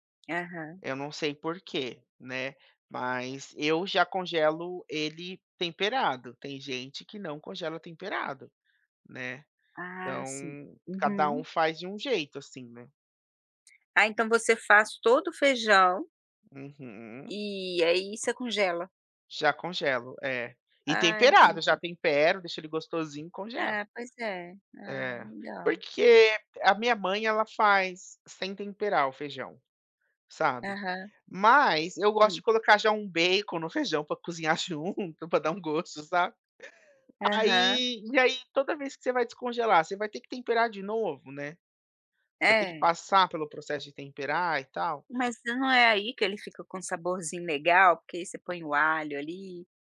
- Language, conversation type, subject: Portuguese, podcast, Como você escolhe o que vai cozinhar durante a semana?
- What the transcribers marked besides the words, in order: tapping; laughing while speaking: "junto, pra dar um gosto, sabe"